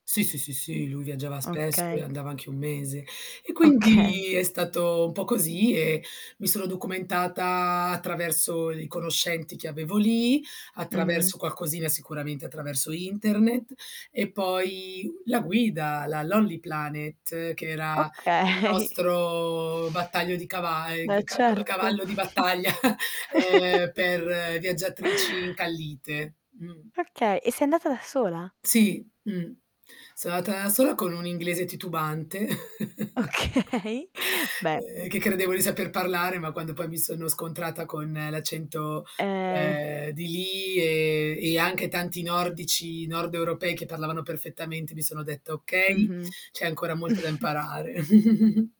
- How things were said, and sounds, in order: static; distorted speech; laughing while speaking: "Okay"; laughing while speaking: "Okay"; chuckle; other background noise; tapping; chuckle; laughing while speaking: "Okay"; sigh; chuckle
- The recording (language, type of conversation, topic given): Italian, podcast, Come fai a mantenere viva la curiosità anche dopo aver fatto tanti viaggi?